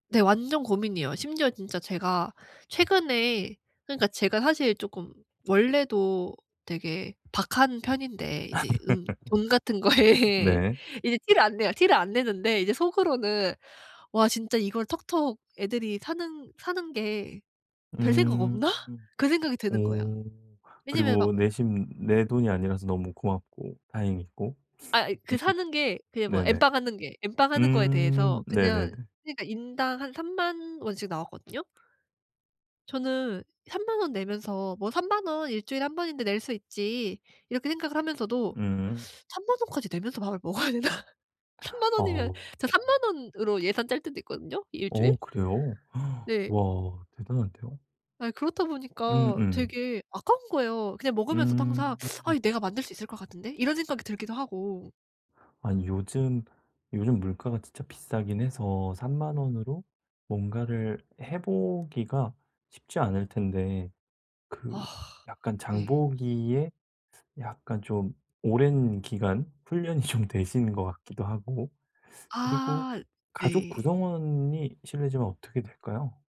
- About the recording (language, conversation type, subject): Korean, advice, 한정된 예산으로 건강한 한 주 식단을 어떻게 계획하기 시작하면 좋을까요?
- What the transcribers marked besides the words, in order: tapping; laugh; laughing while speaking: "거에"; other background noise; laugh; laughing while speaking: "먹어야 되나?'"; gasp; laughing while speaking: "좀"